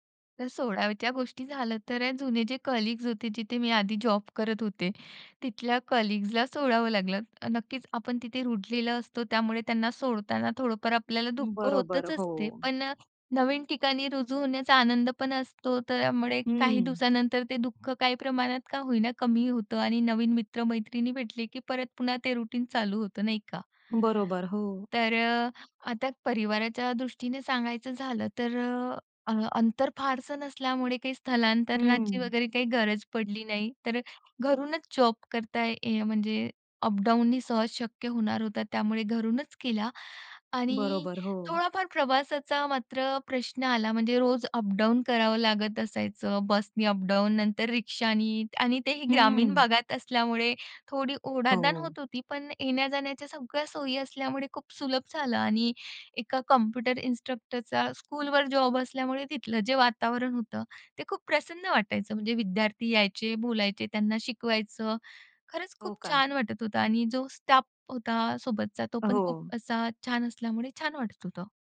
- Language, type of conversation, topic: Marathi, podcast, अचानक मिळालेल्या संधीने तुमचं करिअर कसं बदललं?
- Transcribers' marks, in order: in English: "कलीग्स"; in English: "कलीग्जला"; other background noise; tapping; in English: "रुटीन"; other noise; in English: "इन्स्ट्रक्टरचा स्कूलवर"